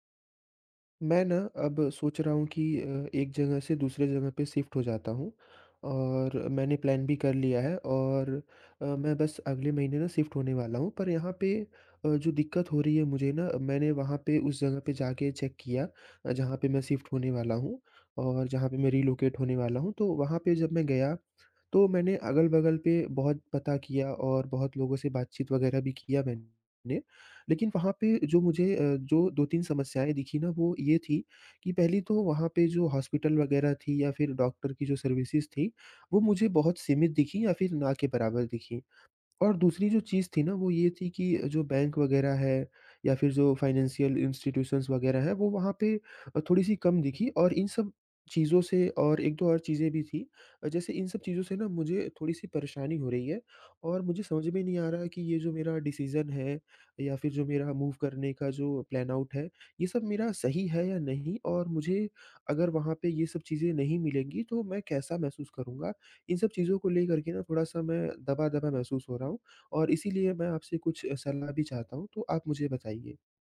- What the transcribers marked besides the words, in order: in English: "शिफ्ट"; in English: "प्लान"; in English: "शिफ्ट"; in English: "चेक"; in English: "शिफ्ट"; in English: "रिलोकेट"; in English: "सर्विसेस"; in English: "फाइनेंशियल इंस्टीट्यूशंस"; in English: "डिसीज़न"; in English: "मूव"; in English: "प्लान आउट"
- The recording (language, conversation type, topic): Hindi, advice, नए स्थान पर डॉक्टर और बैंक जैसी सेवाएँ कैसे ढूँढें?